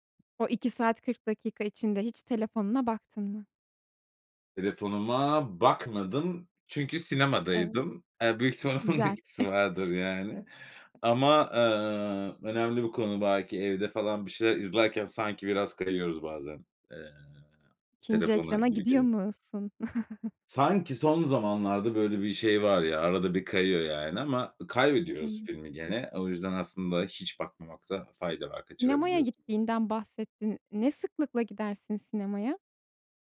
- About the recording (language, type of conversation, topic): Turkish, podcast, Dublaj mı yoksa altyazı mı tercih ediyorsun, neden?
- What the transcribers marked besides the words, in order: laughing while speaking: "ihtimal onun etkisi"; chuckle; other background noise; chuckle; unintelligible speech